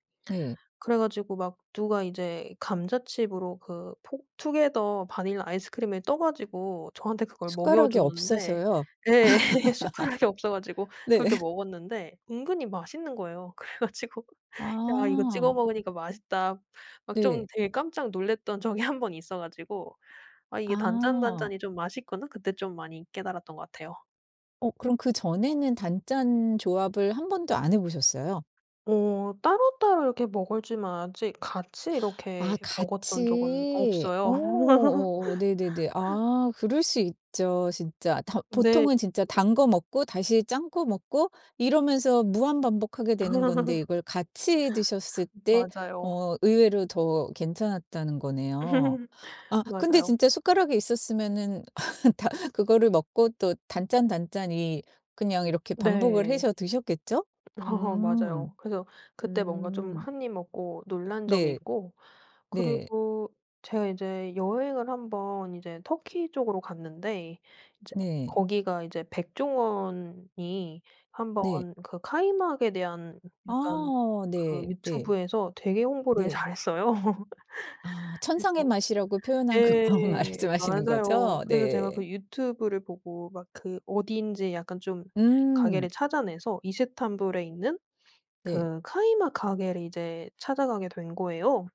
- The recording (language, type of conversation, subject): Korean, podcast, 한 입 먹고 깜짝 놀랐던 음식 조합이 있나요?
- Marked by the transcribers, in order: tapping; laugh; laugh; laughing while speaking: "네"; laughing while speaking: "그래 가지고"; other background noise; laughing while speaking: "한 번"; laugh; laugh; laugh; laugh; laughing while speaking: "다"; laugh; laughing while speaking: "잘했어요"; laugh; laughing while speaking: "광 말씀하시는 거죠?"